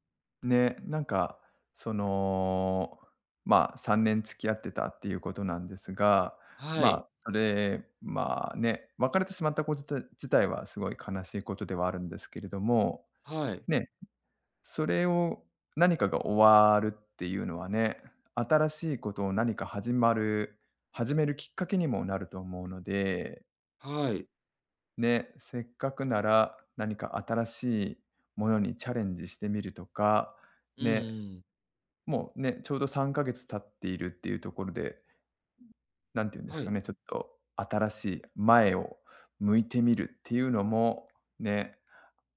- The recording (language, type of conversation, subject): Japanese, advice, SNSで元パートナーの投稿を見てしまい、つらさが消えないのはなぜですか？
- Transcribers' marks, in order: tapping